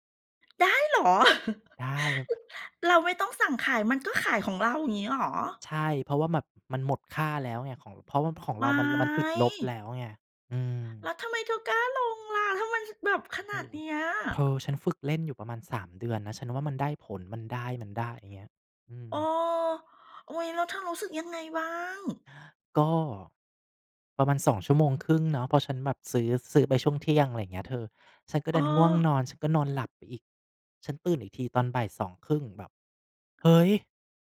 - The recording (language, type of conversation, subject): Thai, unstructured, เคยมีเหตุการณ์ไหนที่เรื่องเงินทำให้คุณรู้สึกเสียใจไหม?
- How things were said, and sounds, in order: chuckle; other noise